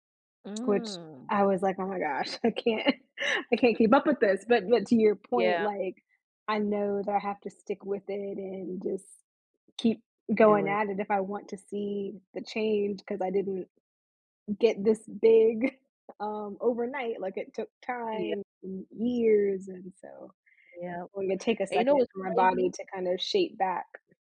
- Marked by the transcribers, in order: laughing while speaking: "I can't"
- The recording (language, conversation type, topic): English, unstructured, How does practicing self-discipline impact our mental and emotional well-being?
- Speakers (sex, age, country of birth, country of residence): female, 35-39, United States, United States; female, 35-39, United States, United States